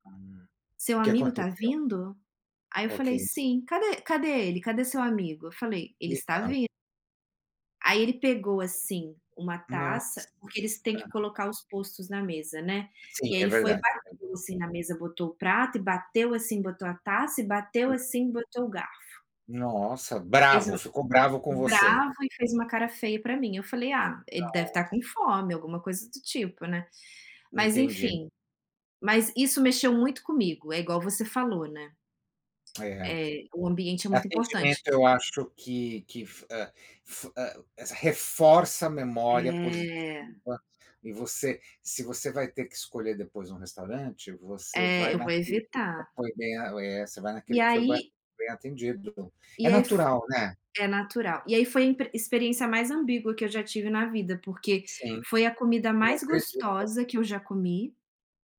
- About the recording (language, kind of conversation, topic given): Portuguese, unstructured, O que faz um restaurante se tornar inesquecível para você?
- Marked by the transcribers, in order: unintelligible speech; tapping